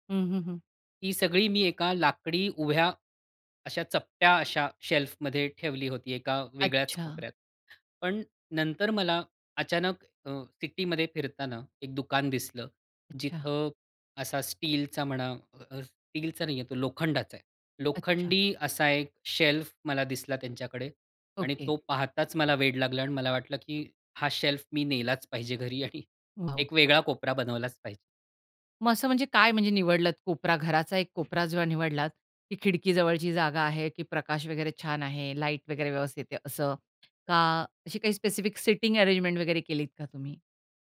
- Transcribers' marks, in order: in English: "शेल्फमध्ये"; in English: "शेल्फ"; tapping; in English: "शेल्फ"; chuckle; other background noise
- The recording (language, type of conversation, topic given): Marathi, podcast, एक छोटा वाचन कोपरा कसा तयार कराल?